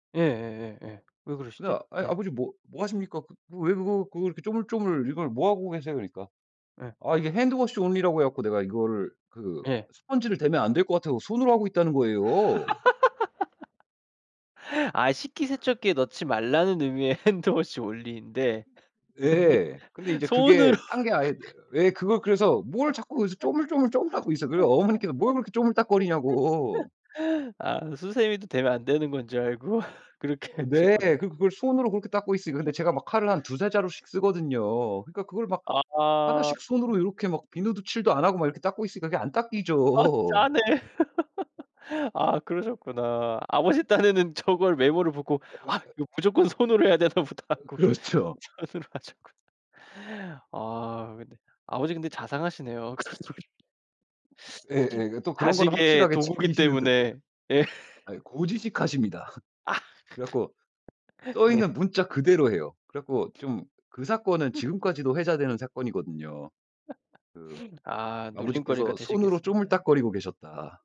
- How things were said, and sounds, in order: in English: "hand wash only라고"; laugh; laugh; in English: "hand wash only"; other background noise; laughing while speaking: "근데 손으로"; laugh; laughing while speaking: "알고 그렇게 하셨구나"; laugh; laugh; laughing while speaking: "아버지 딴에는 저걸 왜 물어보고 … 하고 손으로 하셨구나"; laugh; laughing while speaking: "그렇죠"; laughing while speaking: "예"; laugh; laugh; laugh
- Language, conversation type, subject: Korean, podcast, 같이 요리하다가 생긴 웃긴 에피소드가 있나요?